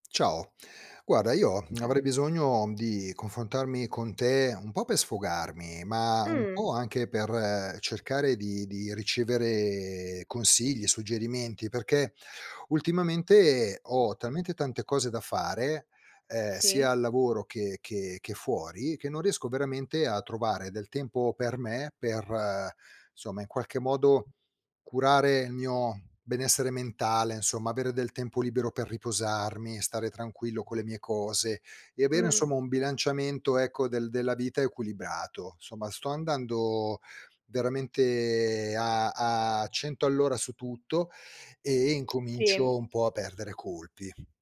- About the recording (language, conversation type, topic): Italian, advice, Come ti senti quando ti senti sopraffatto dal carico di lavoro quotidiano?
- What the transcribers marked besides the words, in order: other background noise; tapping